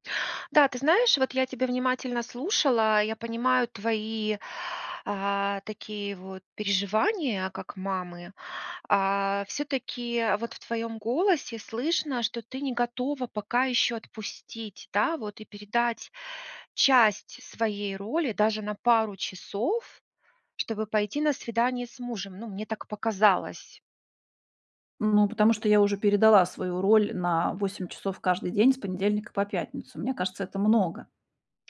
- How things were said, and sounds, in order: tapping; other background noise
- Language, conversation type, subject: Russian, advice, Как перестать застревать в старых семейных ролях, которые мешают отношениям?